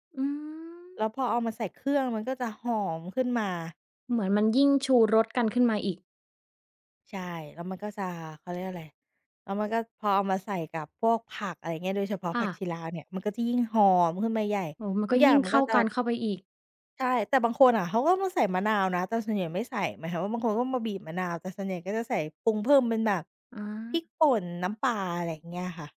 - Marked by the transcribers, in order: tapping; stressed: "หอม"
- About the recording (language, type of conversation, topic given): Thai, podcast, อาหารบ้านเกิดที่คุณคิดถึงที่สุดคืออะไร?